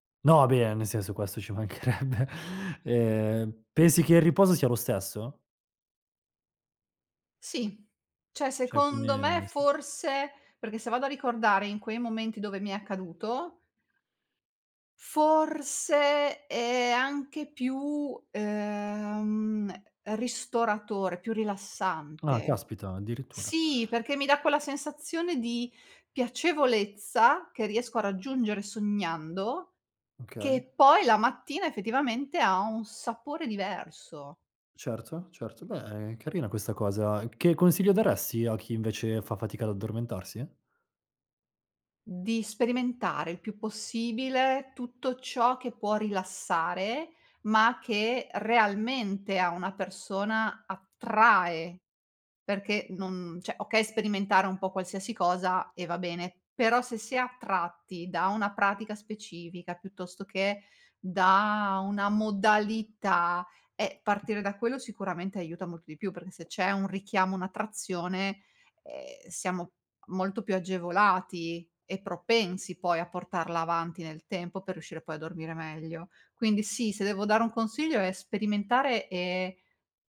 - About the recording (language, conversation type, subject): Italian, podcast, Che ruolo ha il sonno nel tuo equilibrio mentale?
- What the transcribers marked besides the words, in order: laughing while speaking: "mancherebbe"; "Cioè" said as "ceh"; drawn out: "ehm"; other background noise; tapping; stressed: "attrae"; "cioè" said as "ceh"